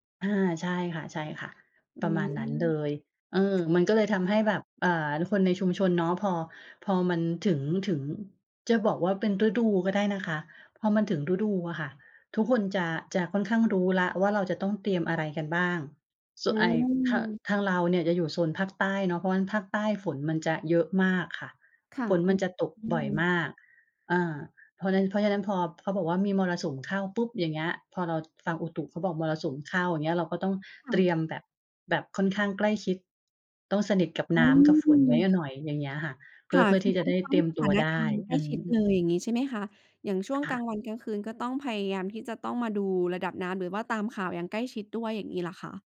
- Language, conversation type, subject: Thai, podcast, ชุมชนควรเตรียมตัวรับมือกับภัยพิบัติอย่างไร?
- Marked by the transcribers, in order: other background noise; tapping